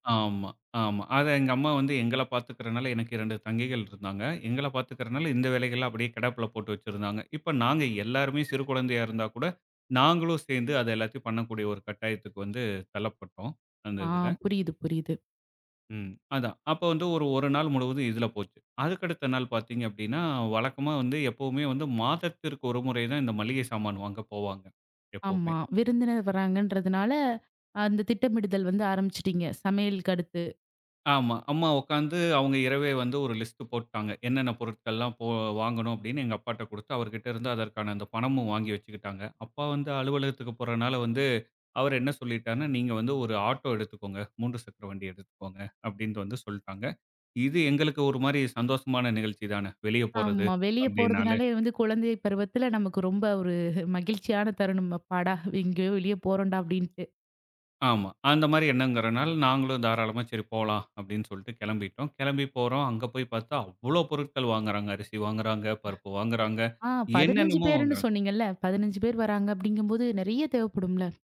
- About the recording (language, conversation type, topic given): Tamil, podcast, வீட்டில் விருந்தினர்கள் வரும்போது எப்படி தயாராக வேண்டும்?
- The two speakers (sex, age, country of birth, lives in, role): female, 25-29, India, India, host; male, 35-39, India, India, guest
- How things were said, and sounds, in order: laughing while speaking: "ஒரு"; other noise